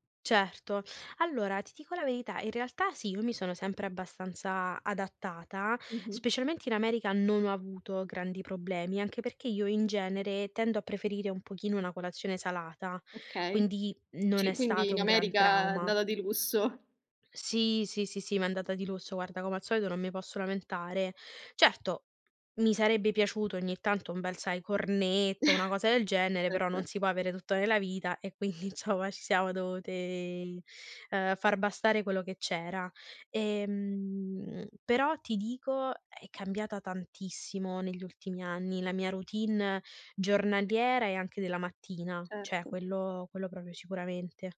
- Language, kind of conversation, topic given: Italian, podcast, Quali piccoli rituali rendono speciale la tua mattina?
- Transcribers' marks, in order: tapping; chuckle; laughing while speaking: "quindi insomma"; drawn out: "Ehm"; "cioè" said as "ceh"